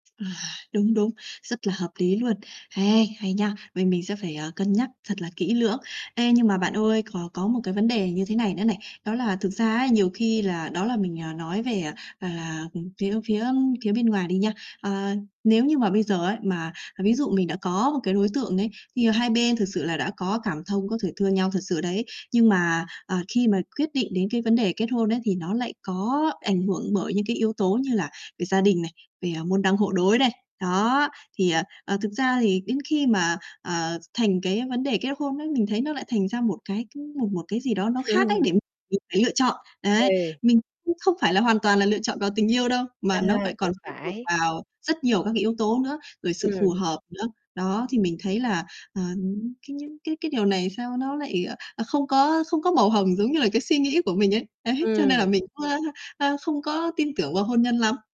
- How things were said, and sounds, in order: tapping; distorted speech; chuckle; laughing while speaking: "Ờ"; laughing while speaking: "Đấy"
- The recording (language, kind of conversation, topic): Vietnamese, advice, Bạn nên quyết định kết hôn hay sống độc thân?